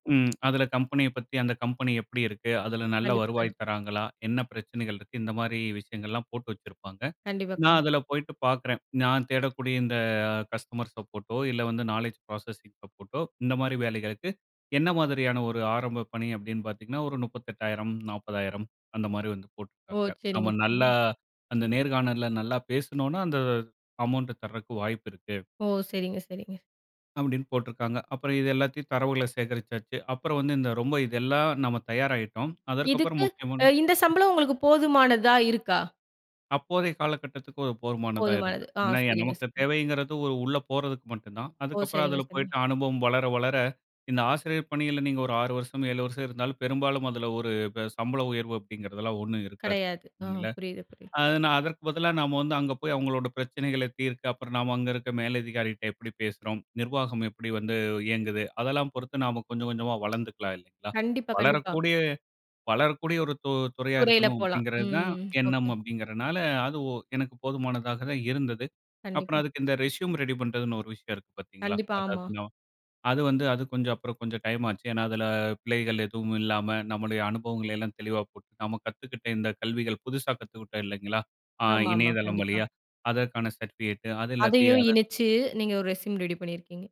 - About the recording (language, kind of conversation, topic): Tamil, podcast, உதவி இல்லாமல் வேலை மாற்ற நினைக்கும் போது முதலில் உங்களுக்கு என்ன தோன்றுகிறது?
- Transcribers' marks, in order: other background noise; unintelligible speech